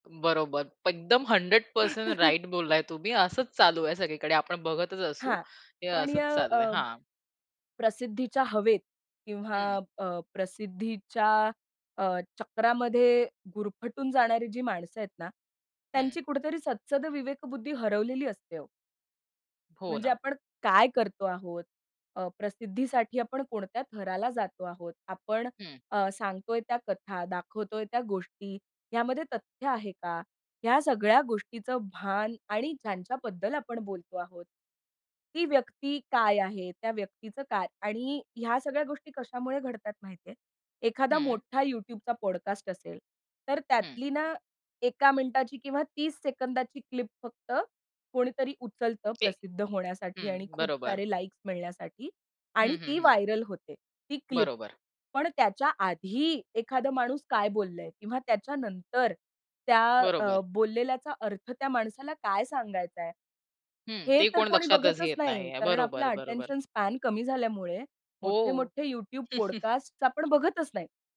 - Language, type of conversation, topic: Marathi, podcast, कथेमधून सामाजिक संदेश देणे योग्य आहे का?
- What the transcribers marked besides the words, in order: other background noise; chuckle; in English: "पॉडकास्ट"; tapping; in English: "व्हायरल"; in English: "अटेन्शन स्पॅन"; in English: "पॉडकास्ट"; chuckle